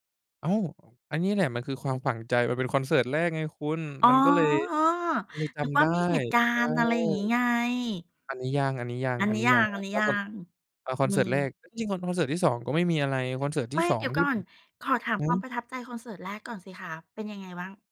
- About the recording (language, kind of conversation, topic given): Thai, podcast, ช่วยเล่าประสบการณ์คอนเสิร์ตที่คุณประทับใจและจดจำที่สุดให้ฟังหน่อยได้ไหม?
- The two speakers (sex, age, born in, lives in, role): female, 55-59, Thailand, Thailand, host; male, 20-24, Thailand, Thailand, guest
- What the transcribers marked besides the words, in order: drawn out: "อ๋อ"